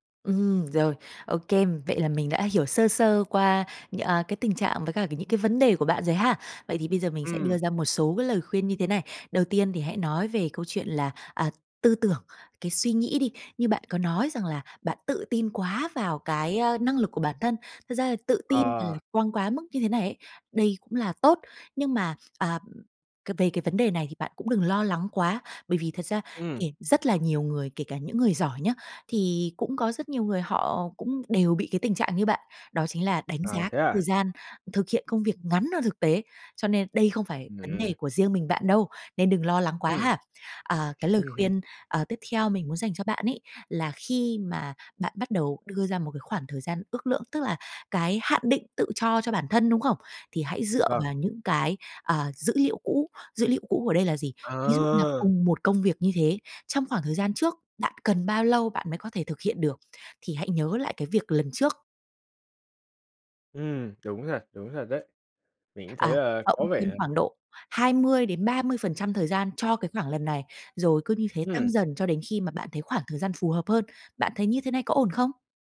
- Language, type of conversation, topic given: Vietnamese, advice, Làm thế nào để ước lượng chính xác thời gian hoàn thành các nhiệm vụ bạn thường xuyên làm?
- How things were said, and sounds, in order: tapping; "kê" said as "kêm"